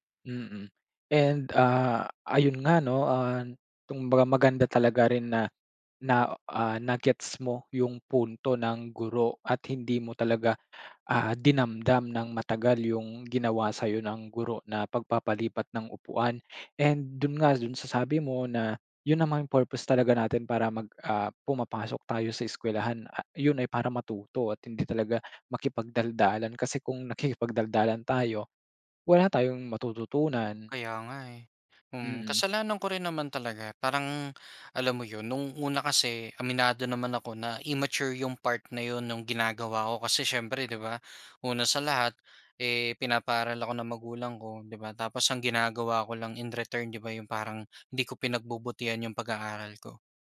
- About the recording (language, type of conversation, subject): Filipino, podcast, Paano ka nakikinig para maintindihan ang kausap, at hindi lang para makasagot?
- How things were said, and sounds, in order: blowing; tapping; other background noise